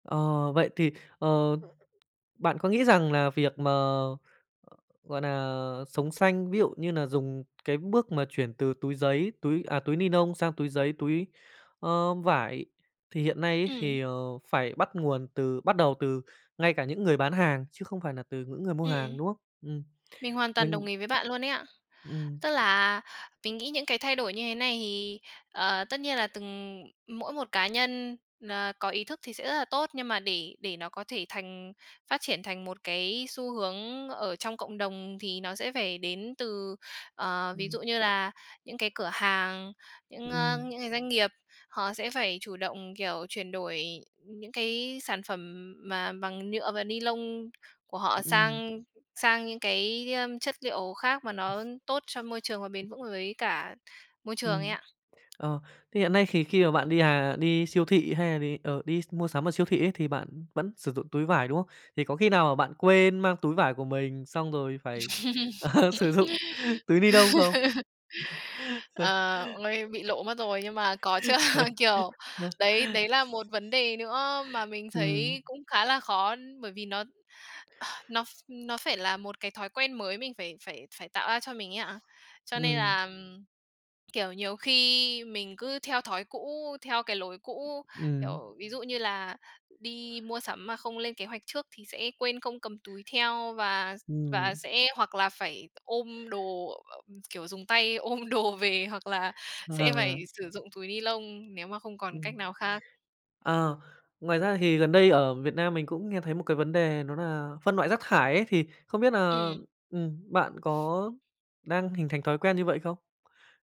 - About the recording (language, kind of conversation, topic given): Vietnamese, podcast, Bạn có lời khuyên nào dành cho những người muốn bắt đầu sống xanh không?
- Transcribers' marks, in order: tapping; other noise; in English: "ni nông"; "nylon" said as "ni nông"; in English: "nylon"; other background noise; "thì" said as "khì"; laugh; laughing while speaking: "ờ"; in English: "ni nông"; "nylon" said as "ni nông"; laugh; laughing while speaking: "chứ"; chuckle; laughing while speaking: "ôm đồ"; in English: "nylon"